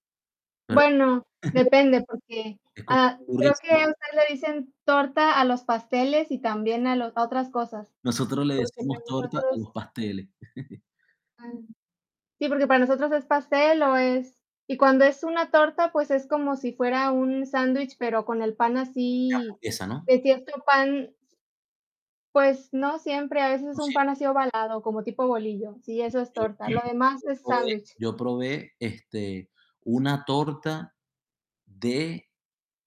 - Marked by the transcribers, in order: distorted speech; chuckle; unintelligible speech; other background noise; chuckle; throat clearing
- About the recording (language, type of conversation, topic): Spanish, unstructured, ¿Cómo convencerías a alguien de evitar la comida chatarra?